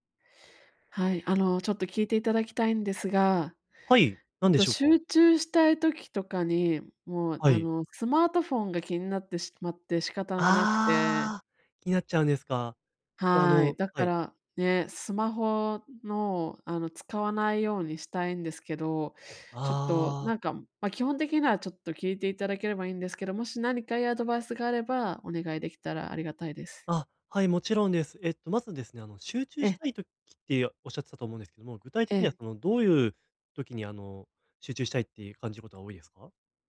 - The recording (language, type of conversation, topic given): Japanese, advice, 集中したい時間にスマホや通知から距離を置くには、どう始めればよいですか？
- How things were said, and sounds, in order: none